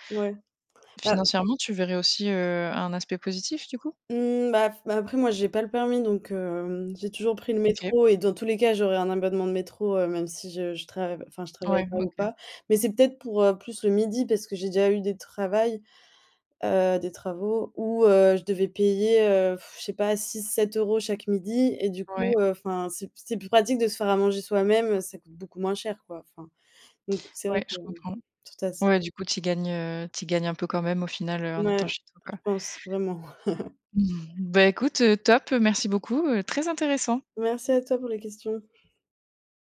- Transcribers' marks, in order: tapping; sigh; chuckle
- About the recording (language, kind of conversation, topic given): French, podcast, Que penses-tu, honnêtement, du télétravail à temps plein ?